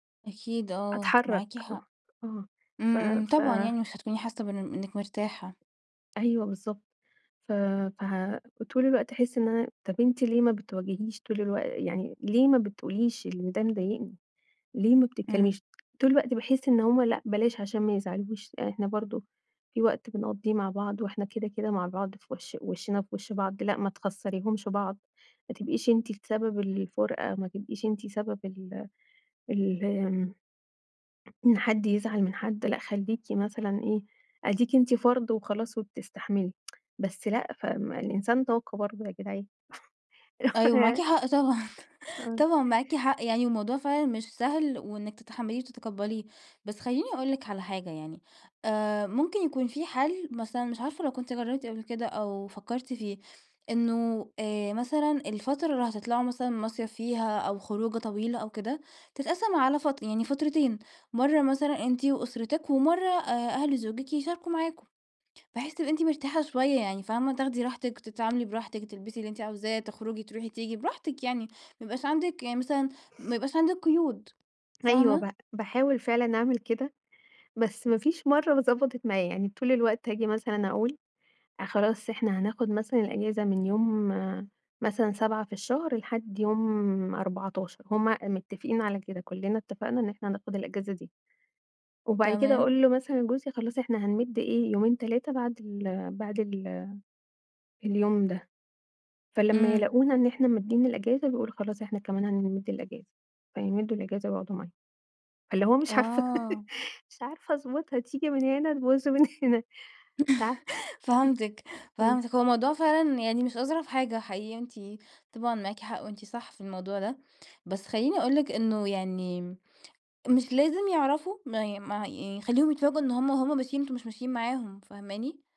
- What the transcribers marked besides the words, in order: unintelligible speech; tapping; tsk; laugh; unintelligible speech; chuckle; laughing while speaking: "عارفة"; laugh; laughing while speaking: "من هنا"; chuckle
- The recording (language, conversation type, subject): Arabic, advice, إزاي أبطل أتجنب المواجهة عشان بخاف أفقد السيطرة على مشاعري؟